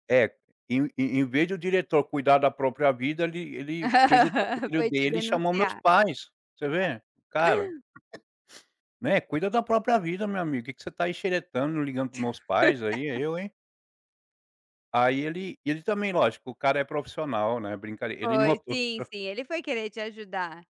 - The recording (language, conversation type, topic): Portuguese, podcast, Qual hábito de estudo mudou sua vida na escola?
- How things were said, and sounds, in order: laugh; unintelligible speech; other background noise; other noise; laugh